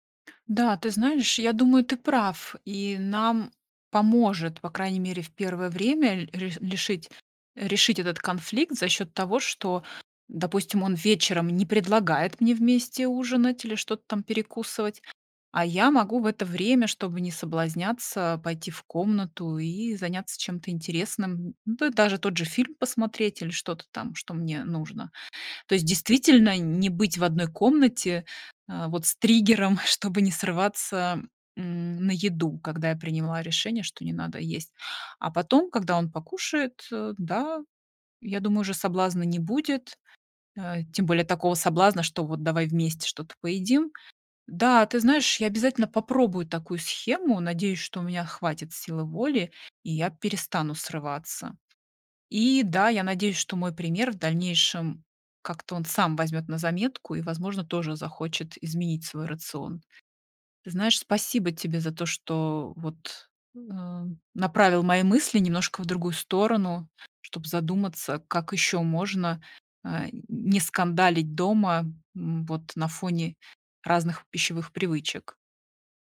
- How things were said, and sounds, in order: tapping
- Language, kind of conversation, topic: Russian, advice, Как договориться с домочадцами, чтобы они не мешали моим здоровым привычкам?